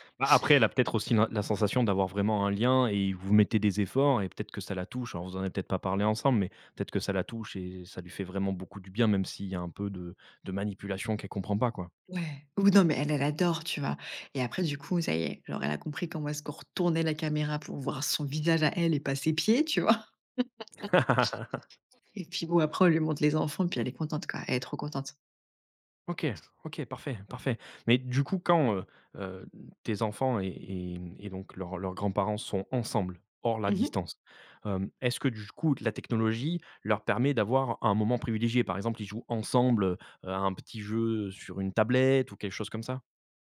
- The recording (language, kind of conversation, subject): French, podcast, Comment la technologie transforme-t-elle les liens entre grands-parents et petits-enfants ?
- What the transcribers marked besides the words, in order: laugh; other background noise; stressed: "ensemble"; stressed: "ensemble"